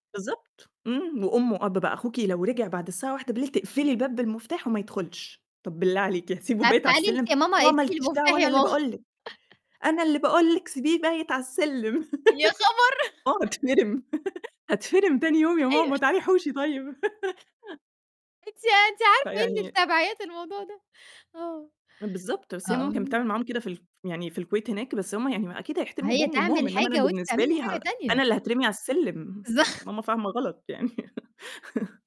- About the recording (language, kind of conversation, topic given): Arabic, podcast, إيه هي اللحظة اللي حسّيت فيها إنك نضجت فجأة؟
- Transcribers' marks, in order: laughing while speaking: "طَب تعالي أنتِ يا ماما ادّيني المفتاج يا ماما"; distorted speech; chuckle; laughing while speaking: "يا خبر!"; other noise; laugh; laughing while speaking: "آه، هاتفِرم، هاتفِرم تاني يوم يا ماما، تعالي حوشي طيب"; laugh; laugh; laughing while speaking: "أنتِ أنتِ عارفة إيه اللي في تابيعات الموضوع ده"; unintelligible speech; laughing while speaking: "ظه"; laughing while speaking: "يعني"; laugh